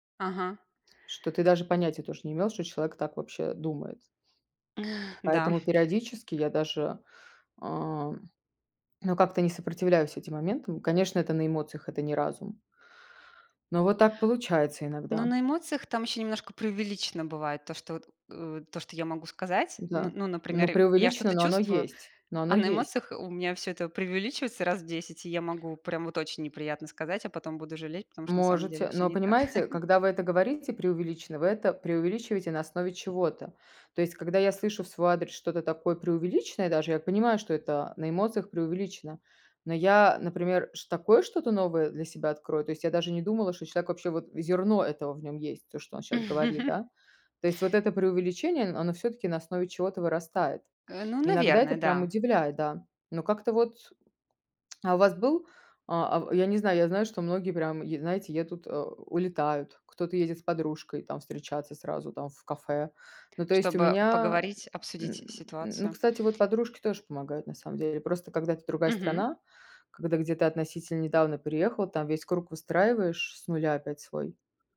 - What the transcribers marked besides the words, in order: other background noise; chuckle; tapping; chuckle; laugh
- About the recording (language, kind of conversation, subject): Russian, unstructured, Как справиться с ситуацией, когда кто-то вас обидел?